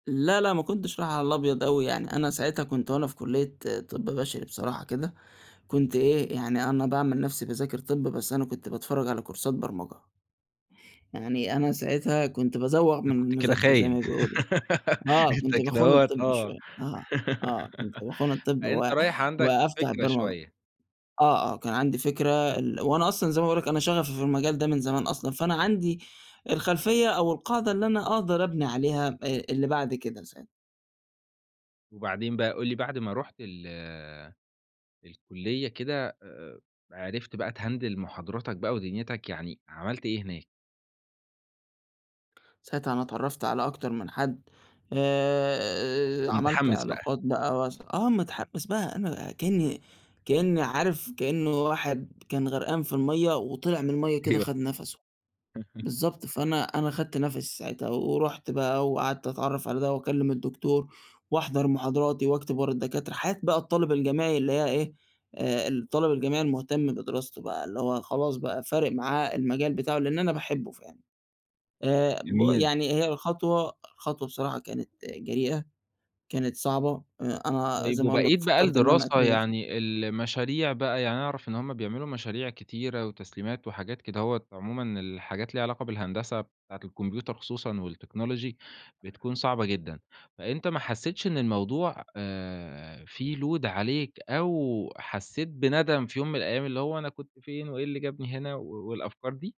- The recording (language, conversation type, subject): Arabic, podcast, إيه أجرأ حاجة جرّبتها في حياتك؟
- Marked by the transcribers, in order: in English: "كورسات"; laugh; laugh; in English: "تهندل"; laughing while speaking: "أيوه"; laugh; unintelligible speech; in English: "load"